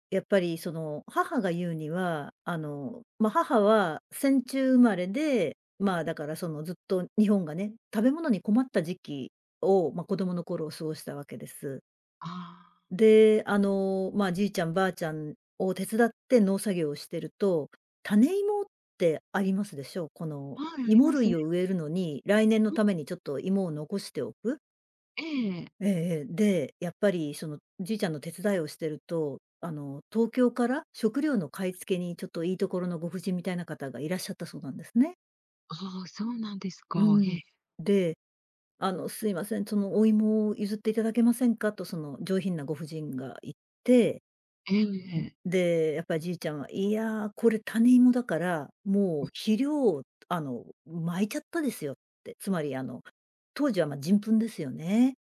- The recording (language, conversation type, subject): Japanese, podcast, 祖父母から聞いた面白い話はありますか？
- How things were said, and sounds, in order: none